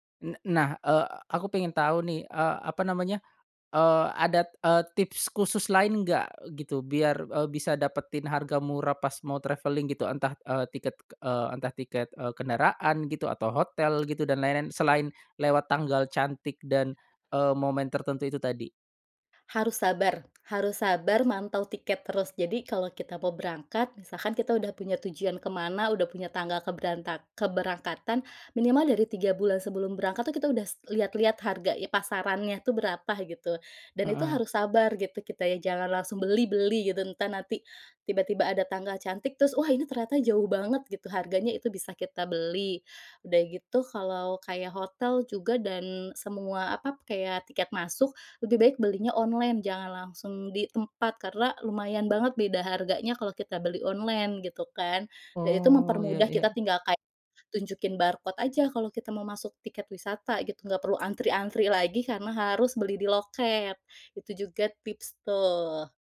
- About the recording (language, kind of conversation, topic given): Indonesian, podcast, Tips apa yang kamu punya supaya perjalanan tetap hemat, tetapi berkesan?
- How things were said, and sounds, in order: in English: "traveling"; other background noise; "udah" said as "udas"